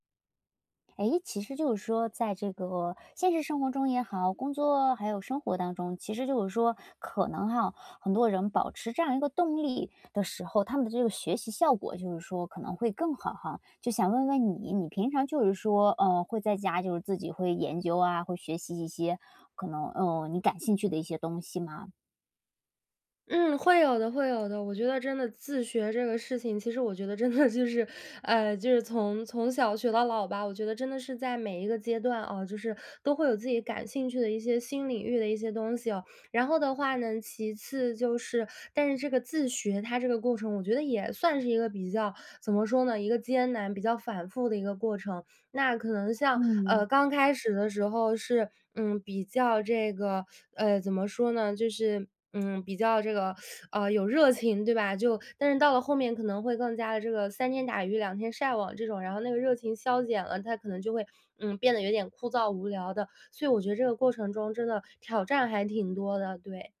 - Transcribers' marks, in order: laughing while speaking: "真的就是"; other background noise; teeth sucking
- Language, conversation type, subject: Chinese, podcast, 自学时如何保持动力？
- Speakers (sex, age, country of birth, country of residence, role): female, 20-24, China, Sweden, guest; female, 30-34, China, United States, host